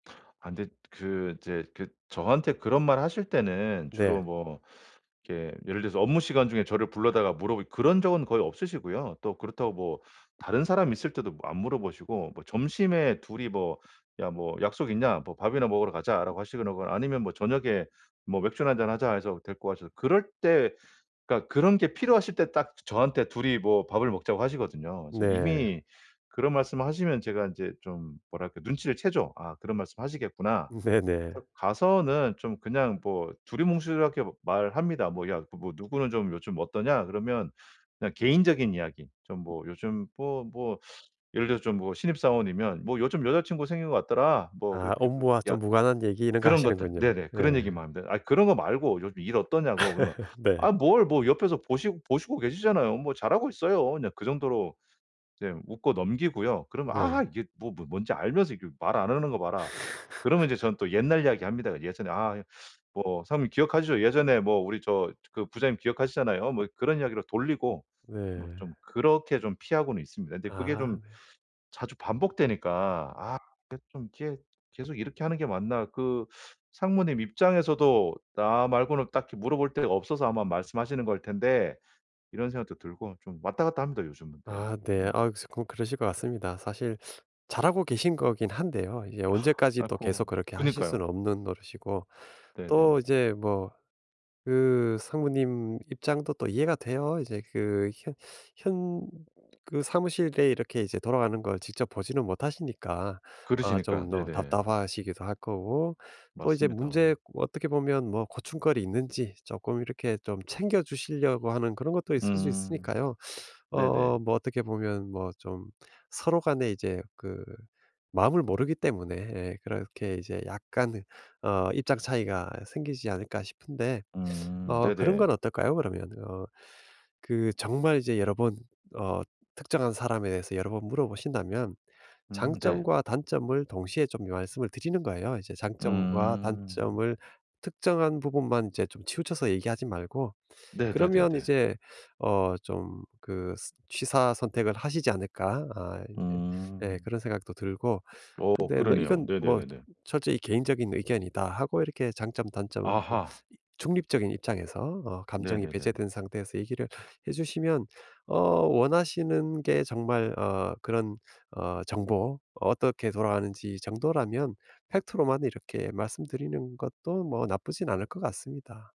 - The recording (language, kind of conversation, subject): Korean, advice, 민감한 주제에서 상대를 비난하지 않고 대화를 어떻게 시작하면 좋을까요?
- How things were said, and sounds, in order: laughing while speaking: "네네"; other background noise; laugh; laugh; sigh; tapping